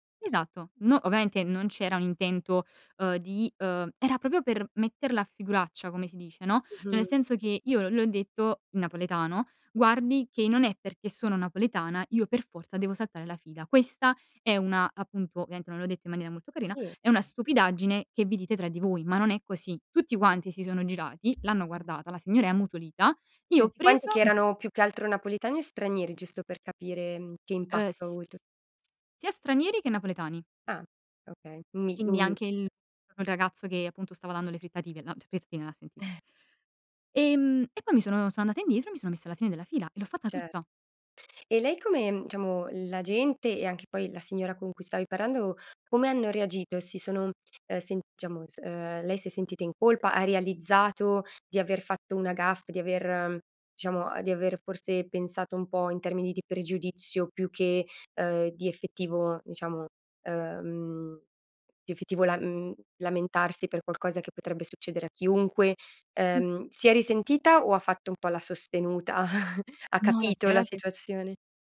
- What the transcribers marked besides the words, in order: tapping; drawn out: "s"; chuckle; "diciamo" said as "iciamo"; "diciamo" said as "ciamo"; "diciamo" said as "iciamo"; chuckle
- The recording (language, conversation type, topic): Italian, podcast, Come ti ha influenzato la lingua che parli a casa?